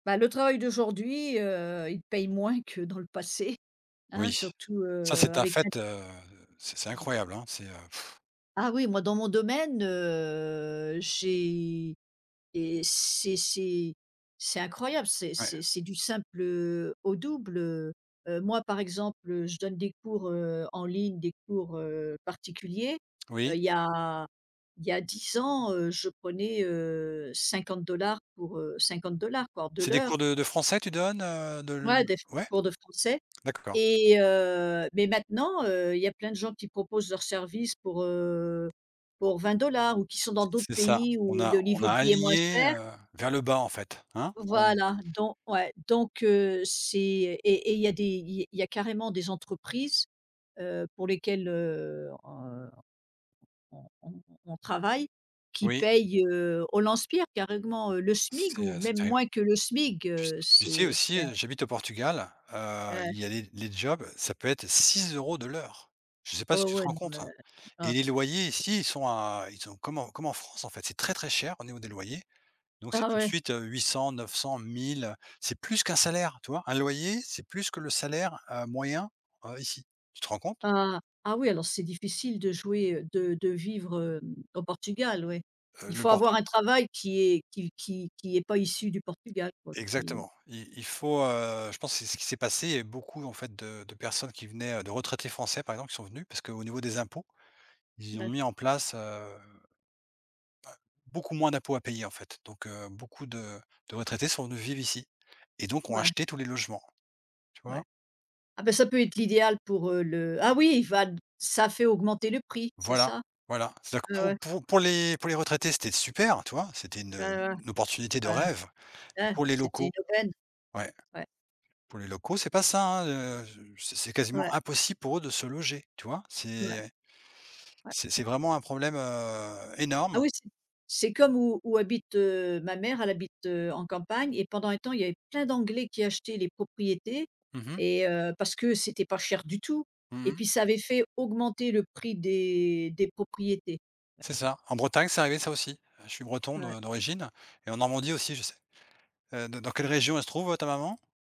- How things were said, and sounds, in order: drawn out: "heu"; tapping; "Carrément" said as "carrégment"; "SMIC" said as "SMIG"; "SMIC" said as "SMIG"
- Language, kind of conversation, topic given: French, unstructured, Quel est, selon toi, le plus grand problème au travail aujourd’hui ?